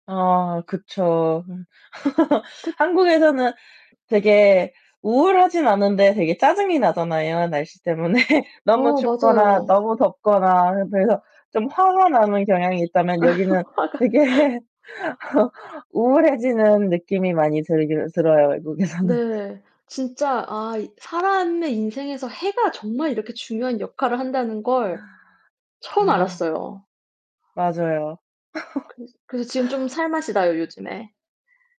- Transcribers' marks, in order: laugh; other background noise; laughing while speaking: "때문에"; distorted speech; laugh; laughing while speaking: "화가"; laughing while speaking: "되게"; laugh; laughing while speaking: "외국에서는"; tapping; laugh
- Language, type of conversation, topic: Korean, unstructured, 가족과 함께한 기억 중 가장 특별했던 순간은 언제였나요?
- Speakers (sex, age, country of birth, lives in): female, 35-39, South Korea, Germany; male, 30-34, South Korea, France